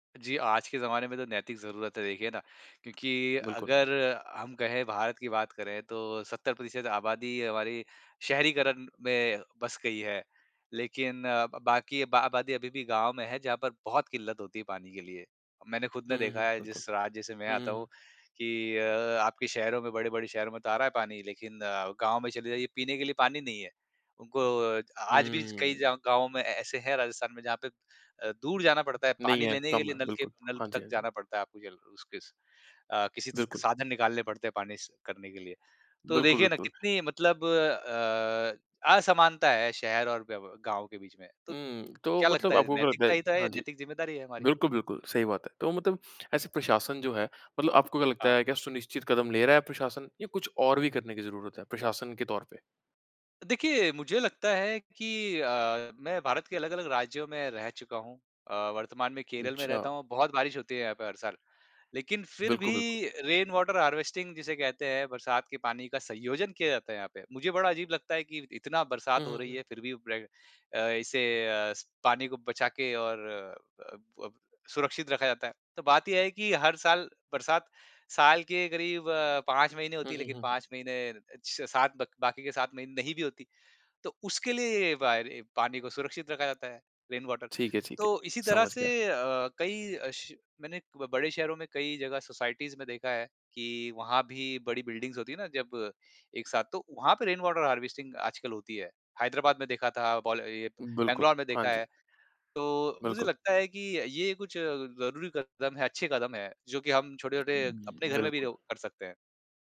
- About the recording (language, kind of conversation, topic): Hindi, podcast, आप जल बचाने के आसान तरीके बताइए क्या?
- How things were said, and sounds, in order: in English: "रेन वाटर हार्वेस्टिंग"; in English: "वायर"; in English: "रेन वाटर"; in English: "सोसाइटीज़"; in English: "बिल्डिंग्स"; in English: "रेन वाटर हार्वेस्टिंग"; tapping